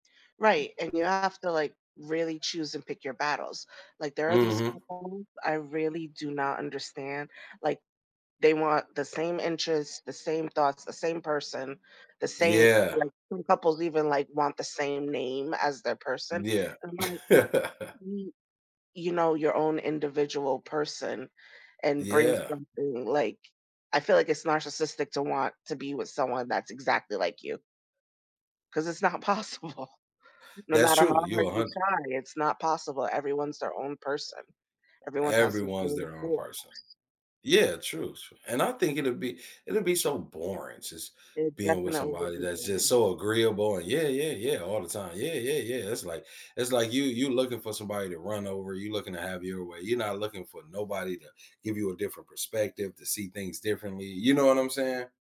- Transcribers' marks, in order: other background noise; chuckle; laughing while speaking: "not possible"
- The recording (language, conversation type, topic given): English, unstructured, What helps couples maintain a strong connection as the years go by?
- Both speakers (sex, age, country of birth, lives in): female, 35-39, United States, United States; male, 40-44, United States, United States